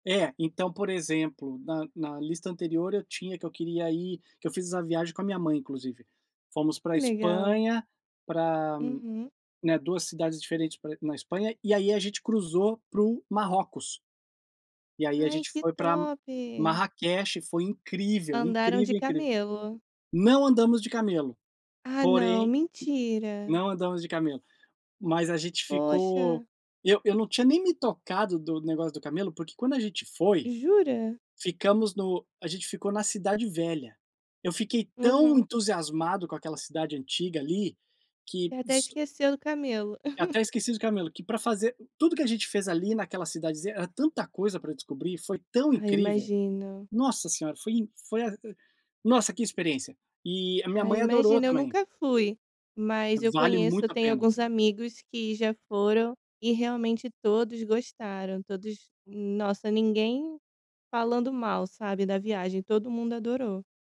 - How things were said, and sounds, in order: tapping; chuckle
- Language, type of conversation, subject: Portuguese, podcast, Como você escolhe um destino quando está curioso?